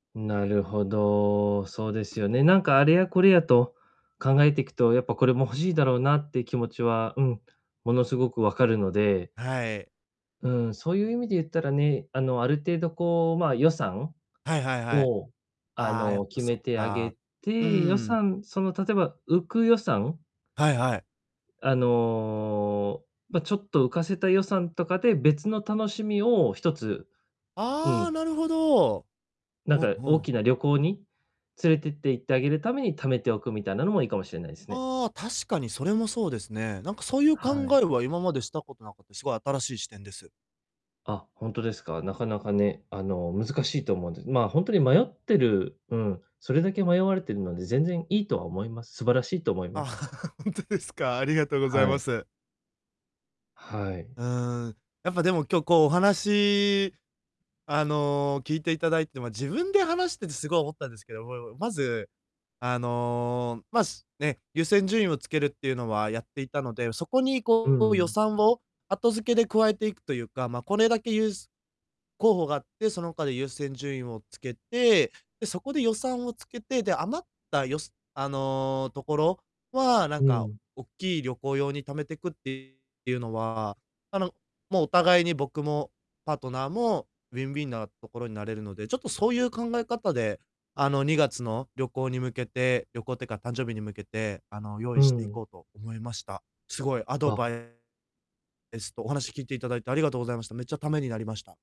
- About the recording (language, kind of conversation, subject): Japanese, advice, 買い物で選択肢が多すぎて迷ったとき、どうやって決めればいいですか？
- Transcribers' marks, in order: other background noise; chuckle; distorted speech; unintelligible speech